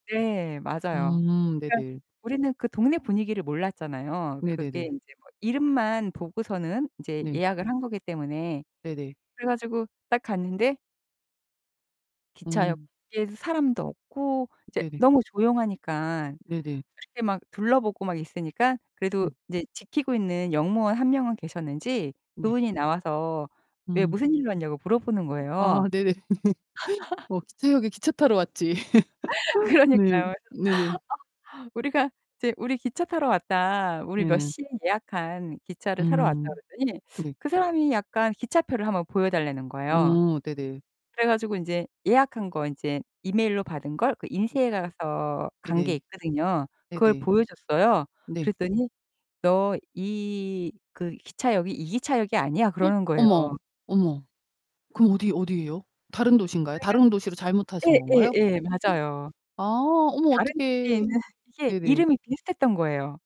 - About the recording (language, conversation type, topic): Korean, podcast, 여행 중 예상치 못한 사고를 겪어 본 적이 있으신가요?
- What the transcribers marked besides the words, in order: distorted speech; other background noise; laughing while speaking: "네네네"; laugh; laughing while speaking: "그러니까요"; laugh; gasp; gasp